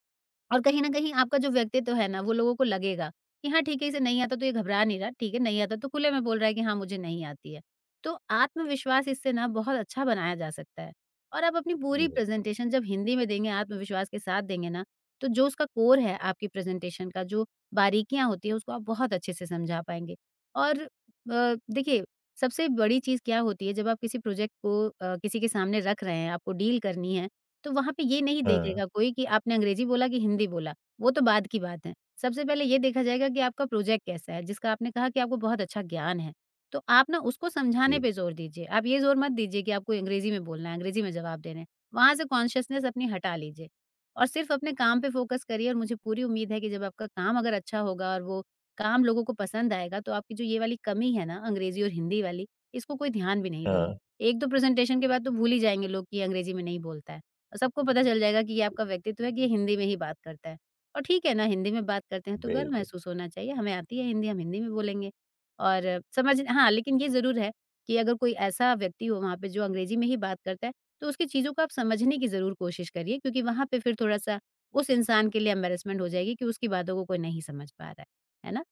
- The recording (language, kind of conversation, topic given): Hindi, advice, प्रेज़ेंटेशन या मीटिंग से पहले आपको इतनी घबराहट और आत्मविश्वास की कमी क्यों महसूस होती है?
- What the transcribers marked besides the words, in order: in English: "प्रेज़ेंटेशन"; in English: "कोर"; in English: "प्रेज़ेंटेशन"; in English: "प्रोजेक्ट"; in English: "डील"; in English: "प्रोजेक्ट"; in English: "कॉन्शसनेस"; in English: "फ़ोकस"; in English: "प्रेज़ेंटेशन"; other background noise; in English: "एम्बैरसमेंट"